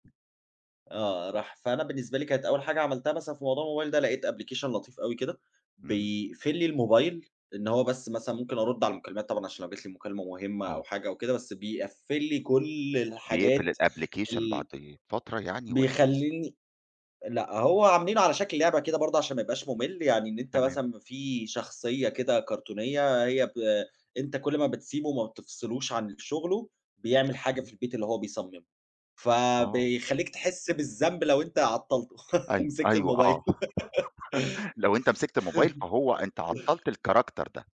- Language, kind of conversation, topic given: Arabic, podcast, إيه العادات الصغيرة اللي حسّنت تركيزك مع الوقت؟
- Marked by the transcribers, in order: tapping; in English: "أبلكيشن"; in English: "الأبلكيشن"; unintelligible speech; other background noise; laugh; laugh; in English: "الcharacter"; giggle